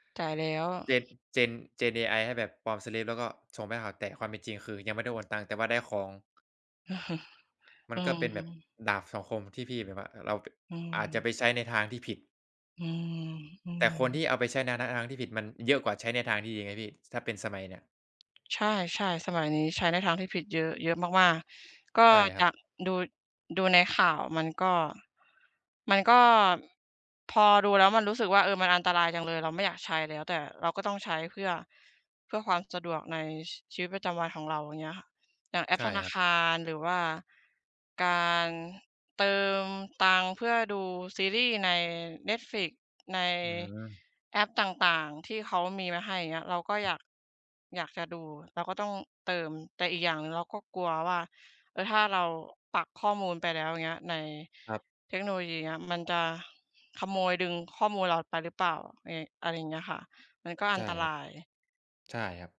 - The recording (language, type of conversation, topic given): Thai, unstructured, เทคโนโลยีได้เปลี่ยนแปลงวิถีชีวิตของคุณอย่างไรบ้าง?
- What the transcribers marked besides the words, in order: other background noise; tapping